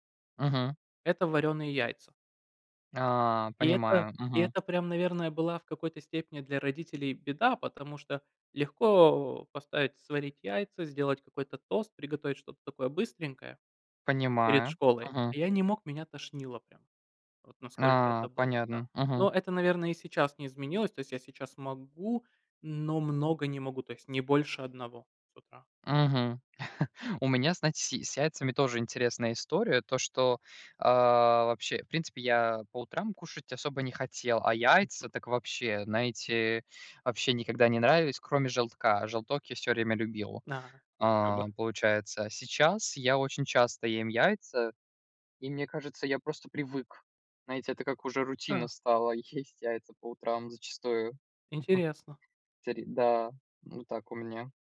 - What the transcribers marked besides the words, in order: chuckle; tapping
- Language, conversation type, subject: Russian, unstructured, Какой вкус напоминает тебе о детстве?